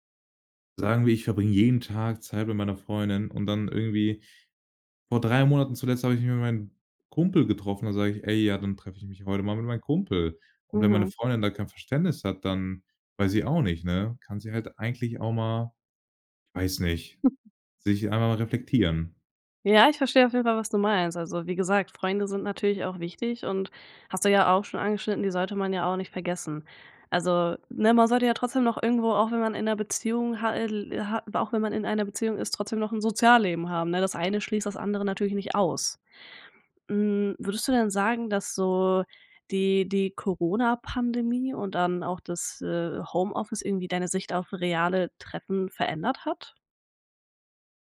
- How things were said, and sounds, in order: chuckle
- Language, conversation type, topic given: German, podcast, Wie wichtig sind reale Treffen neben Online-Kontakten für dich?